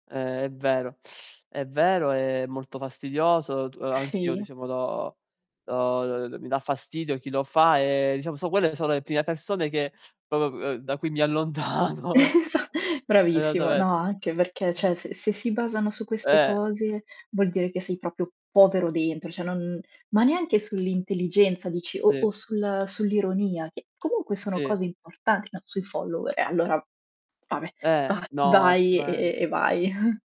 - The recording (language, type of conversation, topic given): Italian, unstructured, Preferisci i social network o la comunicazione faccia a faccia?
- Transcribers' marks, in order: sniff; tapping; unintelligible speech; "proprio" said as "popo"; laughing while speaking: "Esa"; laughing while speaking: "allontano"; static; other background noise; "cioè" said as "ceh"; other noise; "proprio" said as "propio"; "cioè" said as "ceh"; distorted speech; chuckle